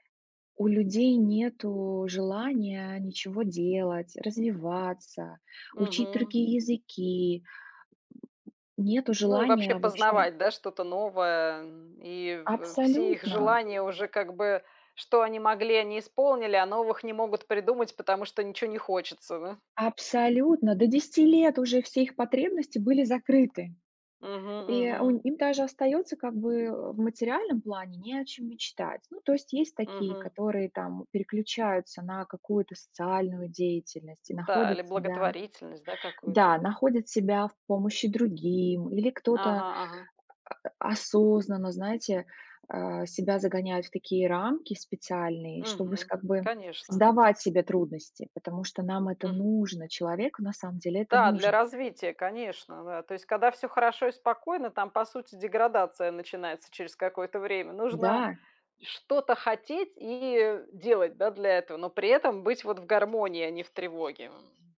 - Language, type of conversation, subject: Russian, unstructured, Что для тебя значит успех в жизни?
- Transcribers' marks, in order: grunt; tapping; grunt; other background noise